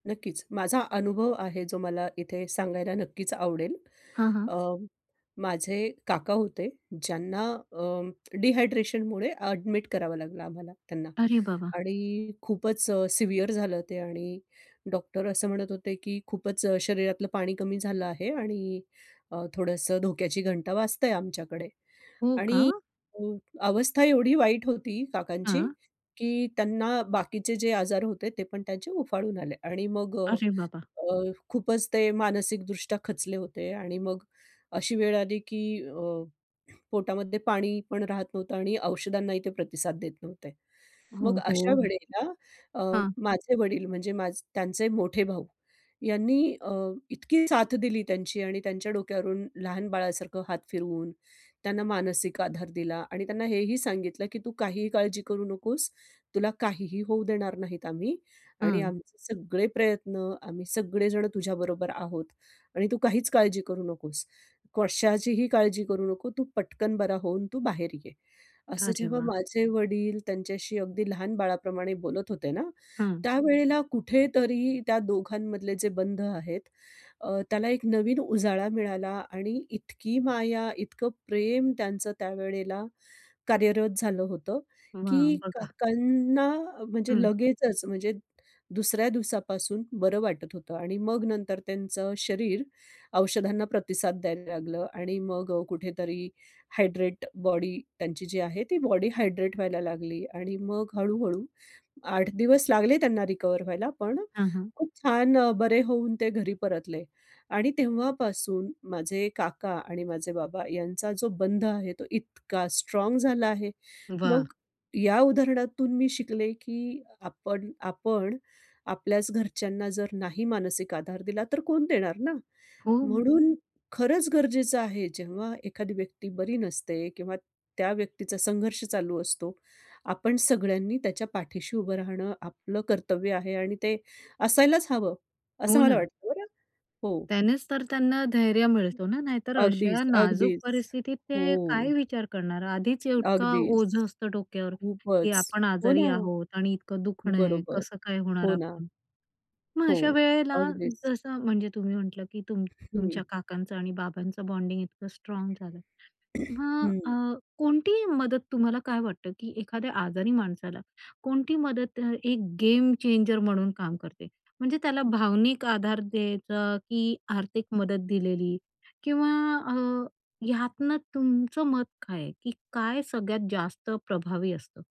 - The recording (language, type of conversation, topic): Marathi, podcast, कुटुंबाचं समर्थन बरे होण्यास कसं मदत करतं?
- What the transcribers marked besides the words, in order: in English: "डिहायड्रेशनमुळे"; in English: "सिव्हिअर"; other background noise; tapping; in English: "हायड्रेट"; in English: "हायड्रेट"; other noise; in English: "बॉन्डिंग"